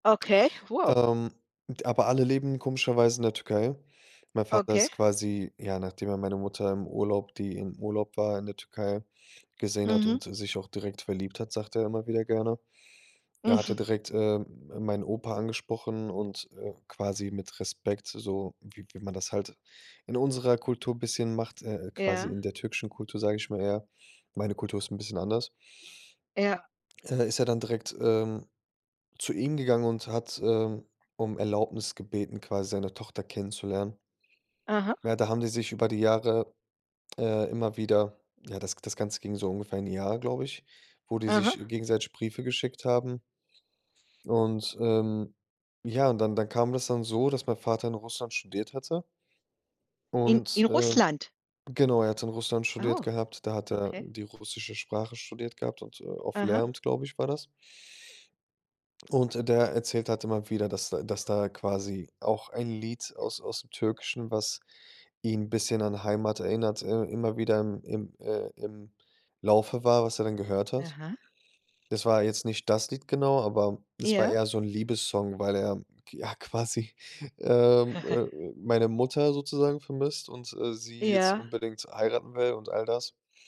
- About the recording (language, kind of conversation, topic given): German, podcast, Welches Lied spielt bei euren Familienfesten immer eine Rolle?
- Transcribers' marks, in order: laughing while speaking: "Mhm"; other background noise; chuckle